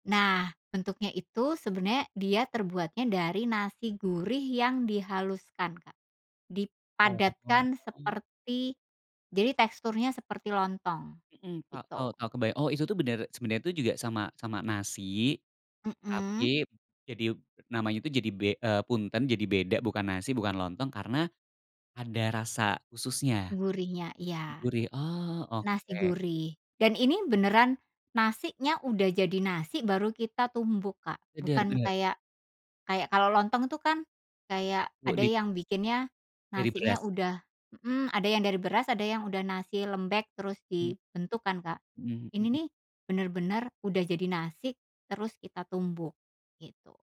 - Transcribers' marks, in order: drawn out: "Oh"
- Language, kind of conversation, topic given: Indonesian, podcast, Apa saja makanan khas yang selalu ada di keluarga kamu saat Lebaran?